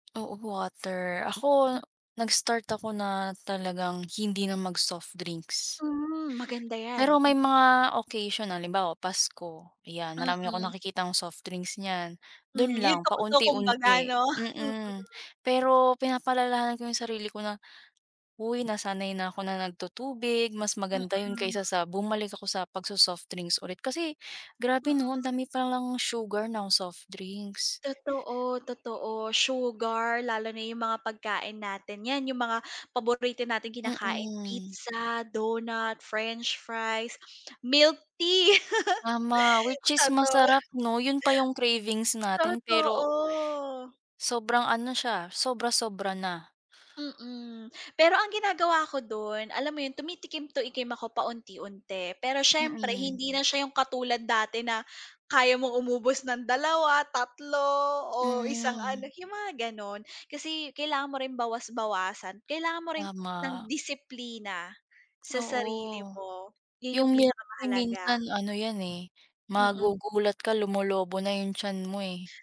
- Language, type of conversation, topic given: Filipino, unstructured, Ano ang pinakaepektibong paraan upang manatiling malusog araw-araw?
- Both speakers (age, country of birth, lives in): 20-24, Philippines, Philippines; 30-34, Philippines, Philippines
- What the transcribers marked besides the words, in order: other background noise; tapping; horn; stressed: "milk tea"; laugh; drawn out: "Totoo"